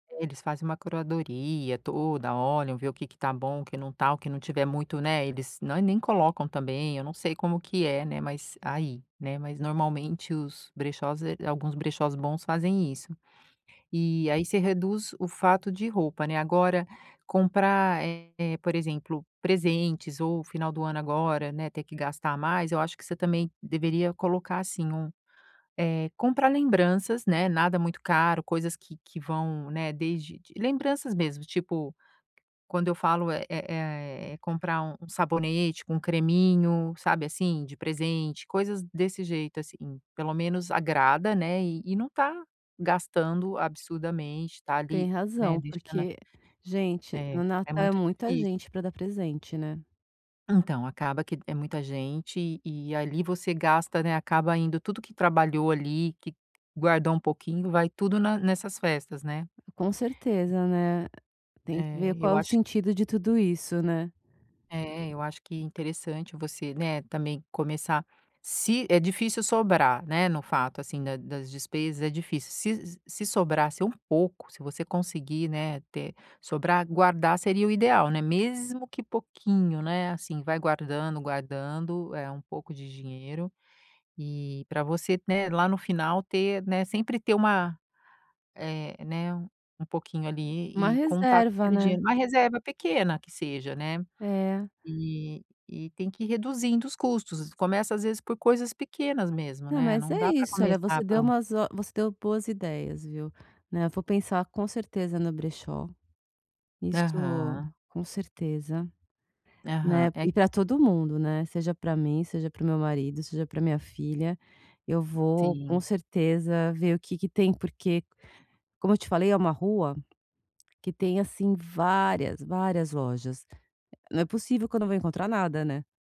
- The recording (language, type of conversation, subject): Portuguese, advice, Como posso reduzir despesas sem perder meu bem-estar diário?
- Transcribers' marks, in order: tapping; other background noise